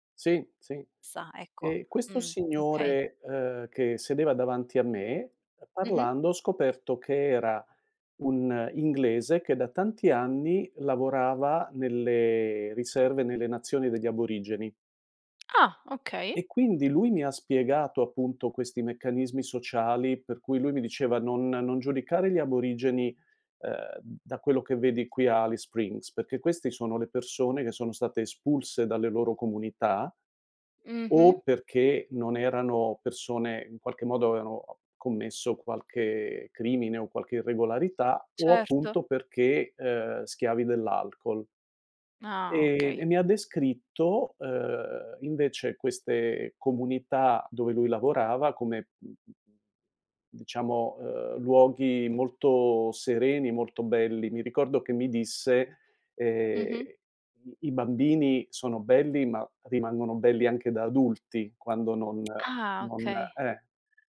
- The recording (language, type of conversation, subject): Italian, podcast, Qual è un tuo ricordo legato a un pasto speciale?
- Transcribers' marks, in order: tapping; "avevano" said as "aveano"; other background noise